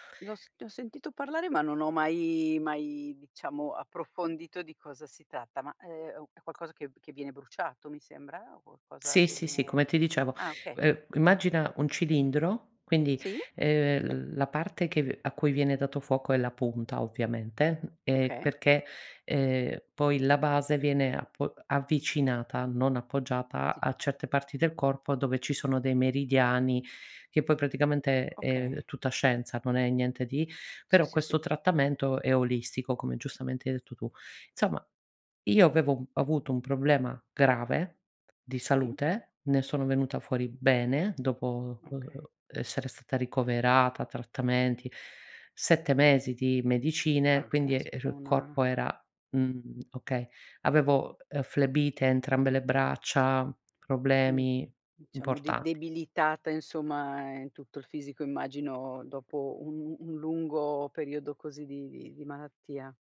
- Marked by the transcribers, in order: "Insomma" said as "nsomma"; tapping
- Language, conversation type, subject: Italian, podcast, Come capisci quando è il momento di ascoltare invece di parlare?